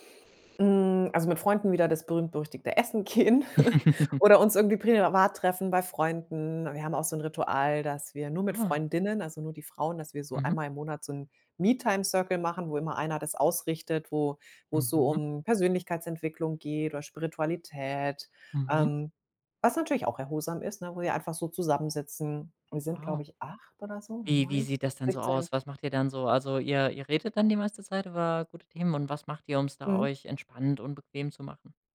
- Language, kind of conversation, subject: German, podcast, Wie verbringst du Zeit, wenn du dich richtig erholen willst?
- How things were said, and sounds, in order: chuckle; laughing while speaking: "gehen"; in English: "Me-Time-Circle"; unintelligible speech